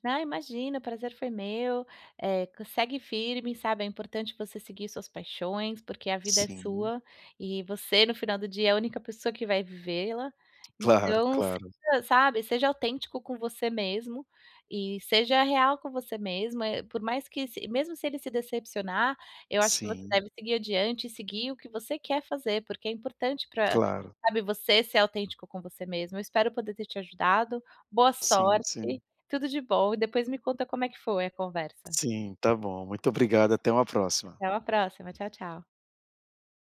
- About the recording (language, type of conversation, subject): Portuguese, advice, Como posso respeitar as tradições familiares sem perder a minha autenticidade?
- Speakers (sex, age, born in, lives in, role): female, 35-39, Brazil, United States, advisor; male, 40-44, Brazil, Portugal, user
- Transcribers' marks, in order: unintelligible speech